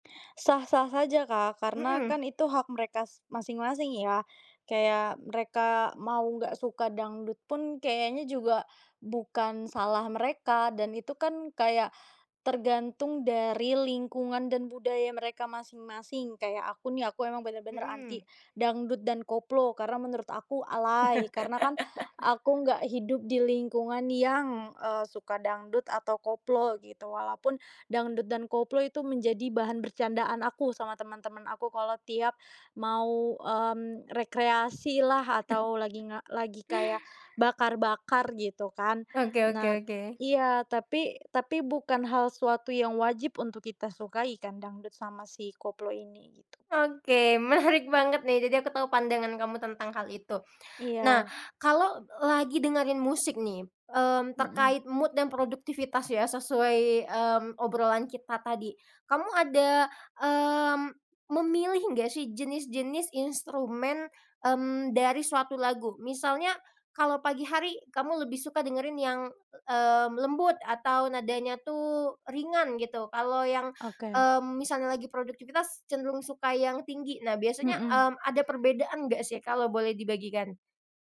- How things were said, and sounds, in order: laugh; chuckle; other background noise; laughing while speaking: "menarik"; background speech; in English: "mood"
- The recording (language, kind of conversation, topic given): Indonesian, podcast, Bagaimana musik memengaruhi suasana hati atau produktivitasmu sehari-hari?